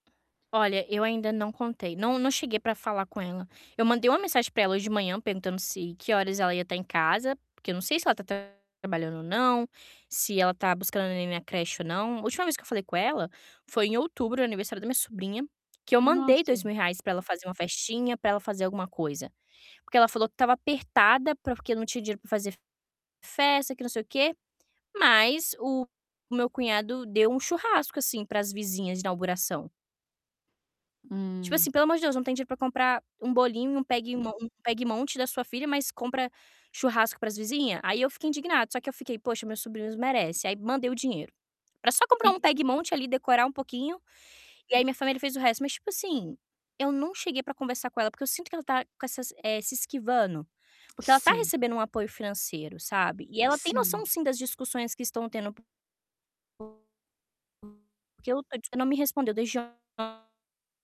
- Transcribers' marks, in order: distorted speech; tapping; other background noise
- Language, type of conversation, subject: Portuguese, advice, Como costumam ser as discussões sobre apoio financeiro entre membros da família?